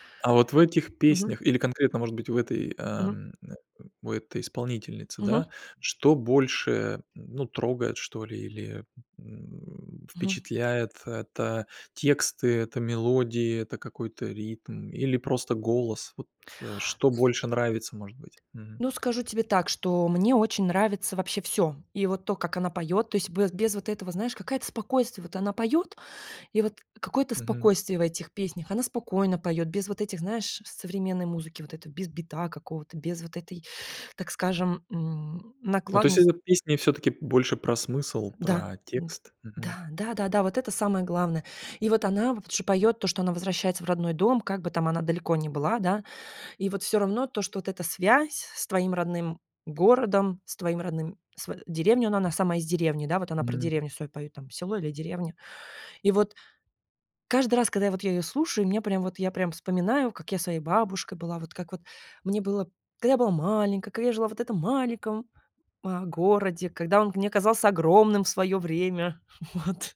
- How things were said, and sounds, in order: tapping; grunt; laughing while speaking: "Вот"
- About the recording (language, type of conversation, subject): Russian, podcast, Какая песня у тебя ассоциируется с городом, в котором ты вырос(ла)?